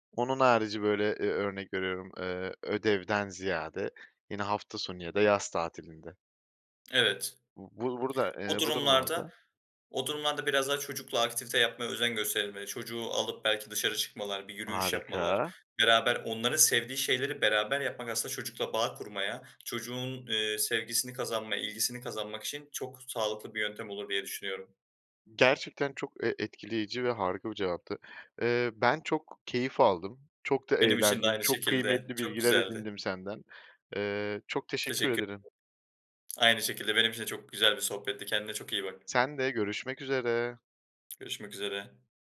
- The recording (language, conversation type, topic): Turkish, podcast, İnternetten uzak durmak için hangi pratik önerilerin var?
- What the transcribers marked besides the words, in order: tapping; other background noise